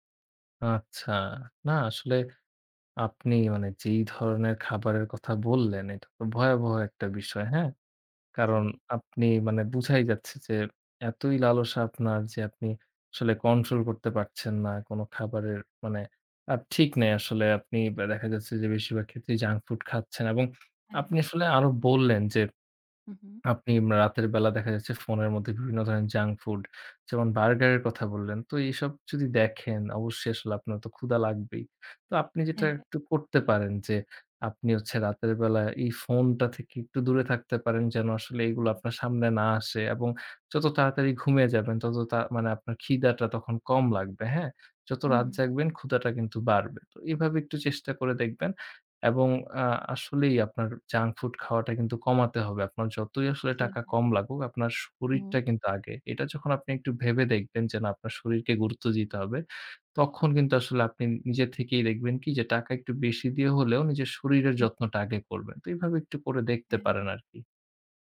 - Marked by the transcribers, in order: tapping
- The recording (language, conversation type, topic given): Bengali, advice, চিনি বা অস্বাস্থ্যকর খাবারের প্রবল লালসা কমাতে না পারা